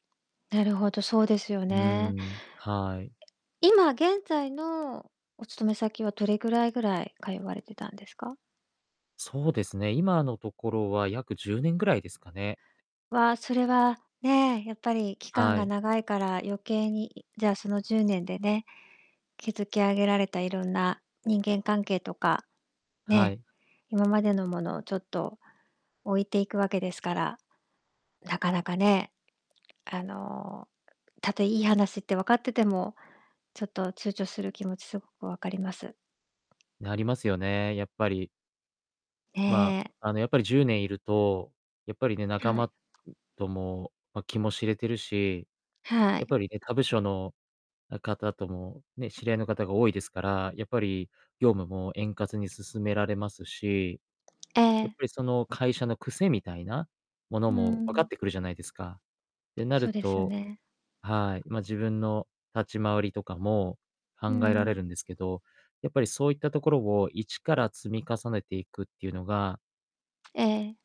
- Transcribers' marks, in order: distorted speech
- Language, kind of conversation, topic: Japanese, advice, 新しい方向へ踏み出す勇気が出ないのは、なぜですか？